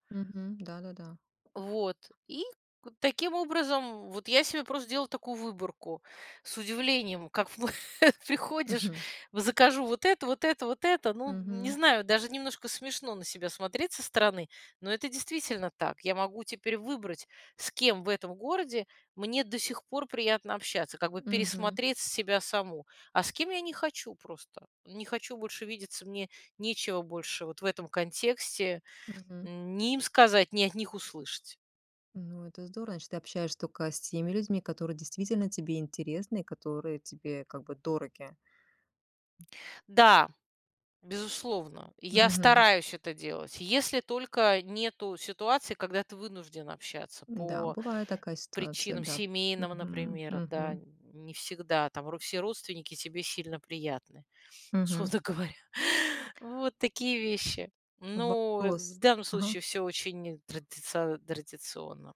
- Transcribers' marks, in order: tapping; chuckle; laughing while speaking: "условно говоря"
- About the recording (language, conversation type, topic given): Russian, podcast, Как понять, что пора переезжать в другой город, а не оставаться на месте?